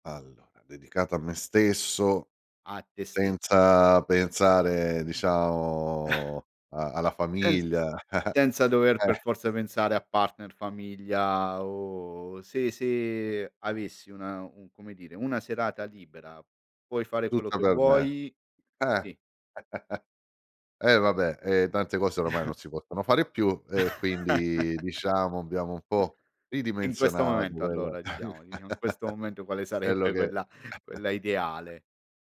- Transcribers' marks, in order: "pensare" said as "penzare"; chuckle; chuckle; in English: "partner"; chuckle; chuckle; laughing while speaking: "sarebbe"; chuckle; other background noise
- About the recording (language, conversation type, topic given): Italian, podcast, Qual è la tua idea di una serata perfetta dedicata a te?